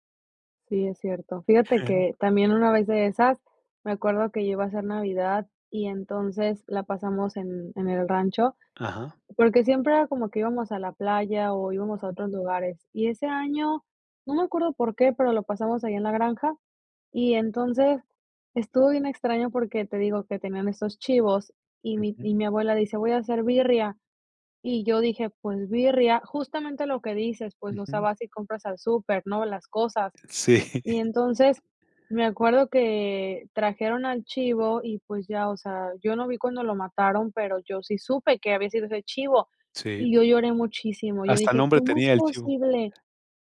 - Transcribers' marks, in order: giggle; other background noise
- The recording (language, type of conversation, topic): Spanish, podcast, ¿Tienes alguna anécdota de viaje que todo el mundo recuerde?